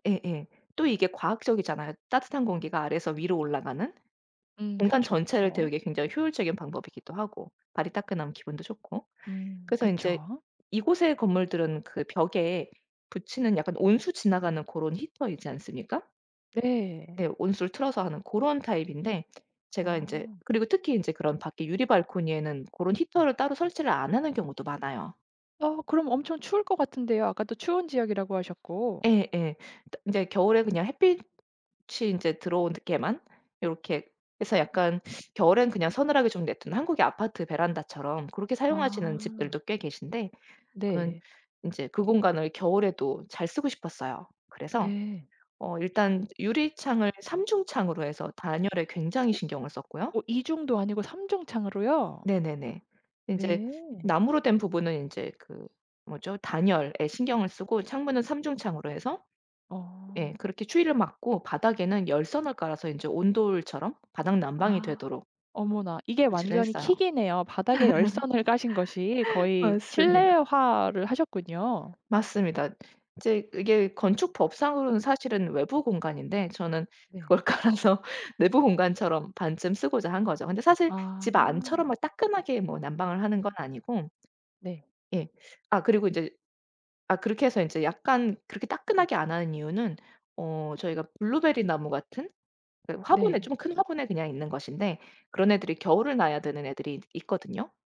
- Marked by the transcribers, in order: tapping; in English: "킥"; laugh; other background noise; laughing while speaking: "깔아서"
- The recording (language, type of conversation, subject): Korean, podcast, 집에서 가장 편안한 공간은 어디인가요?